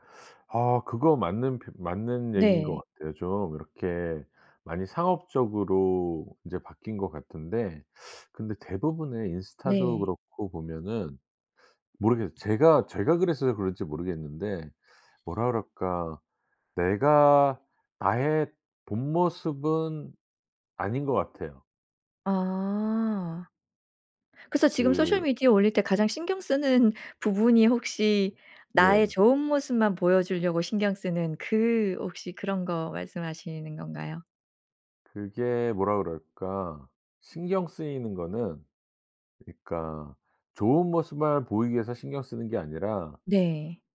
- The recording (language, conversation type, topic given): Korean, podcast, 소셜 미디어에 게시할 때 가장 신경 쓰는 점은 무엇인가요?
- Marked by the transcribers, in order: other background noise; in English: "소셜 미디어"